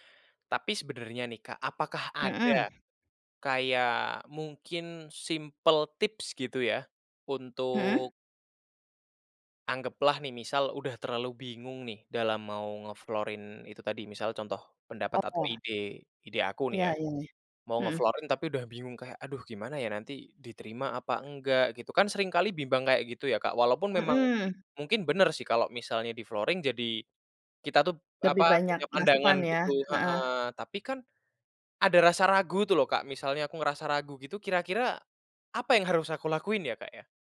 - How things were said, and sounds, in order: in English: "nge-flooring"; in English: "nge-flooring"; in English: "di-flooring"
- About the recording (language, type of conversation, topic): Indonesian, podcast, Apa saja tips untuk orang yang takut memulai perubahan?
- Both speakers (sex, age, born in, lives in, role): female, 40-44, Indonesia, Indonesia, guest; male, 20-24, Indonesia, Indonesia, host